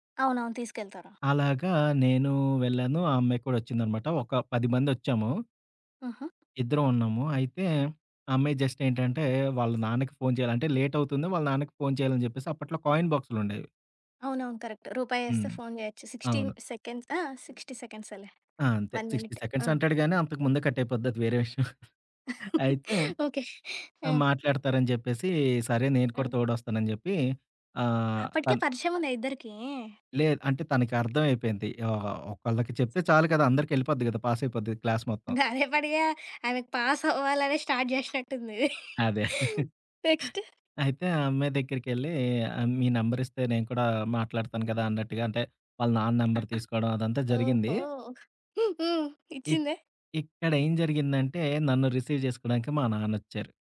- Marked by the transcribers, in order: tapping; in English: "లేట్"; in English: "కాయిన్"; in English: "కరెక్ట్"; in English: "సిక్స్టీన్ సెకండ్స్"; in English: "సిక్స్టీ సెకండ్స్"; in English: "వన్ మినిట్"; chuckle; in English: "క్లాస్"; chuckle; in English: "పాస్"; in English: "స్టార్ట్"; chuckle; laugh; in English: "నెంబర్"; in English: "నెంబర్"; in English: "రిసీవ్"
- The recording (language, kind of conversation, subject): Telugu, podcast, ఏ సంభాషణ ఒకరోజు నీ జీవిత దిశను మార్చిందని నీకు గుర్తుందా?